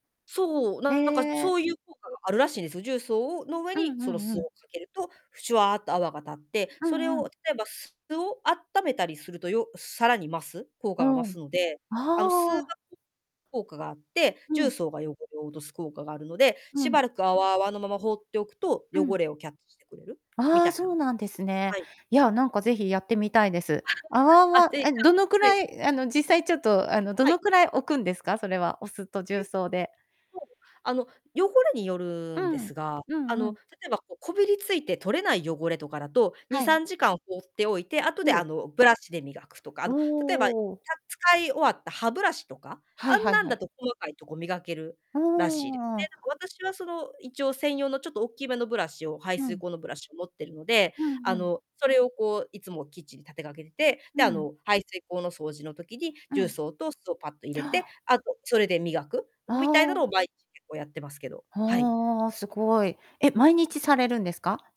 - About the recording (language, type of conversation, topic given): Japanese, podcast, 普段の買い物で環境にやさしい選択は何ですか？
- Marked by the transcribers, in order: distorted speech; other background noise; other noise; tapping